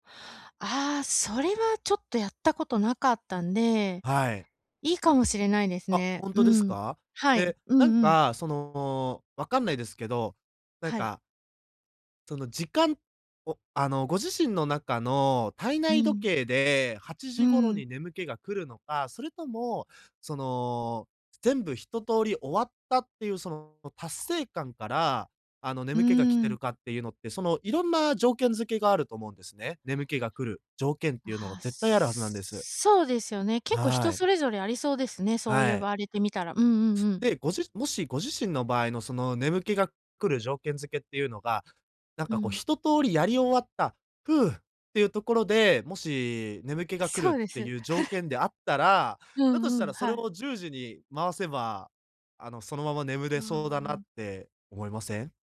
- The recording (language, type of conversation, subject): Japanese, advice, 寝る前の画面時間を減らすために、夜のデジタルデトックスの習慣をどう始めればよいですか？
- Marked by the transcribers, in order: tapping; chuckle